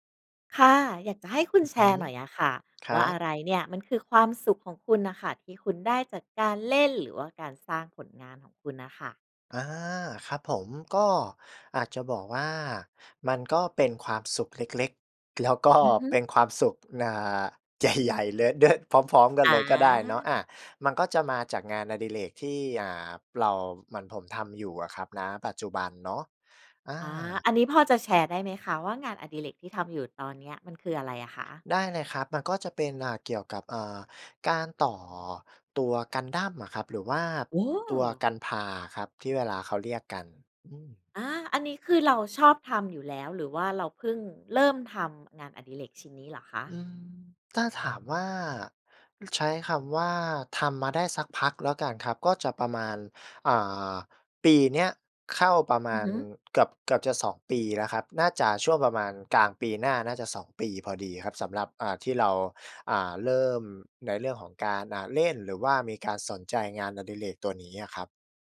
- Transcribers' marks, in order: laughing while speaking: "ใหญ่ ๆ"; surprised: "โอ้"
- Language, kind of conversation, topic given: Thai, podcast, อะไรคือความสุขเล็กๆ ที่คุณได้จากการเล่นหรือการสร้างสรรค์ผลงานของคุณ?